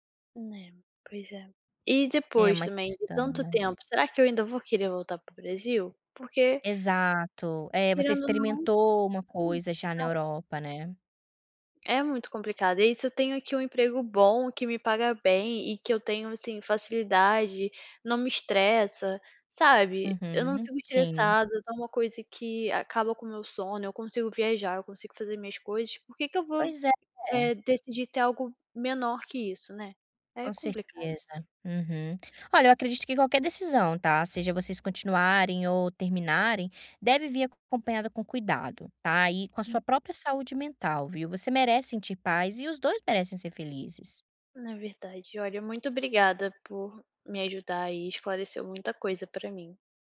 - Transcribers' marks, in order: unintelligible speech; other background noise; unintelligible speech
- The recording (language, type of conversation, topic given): Portuguese, advice, Como posso decidir se devo continuar ou terminar um relacionamento longo?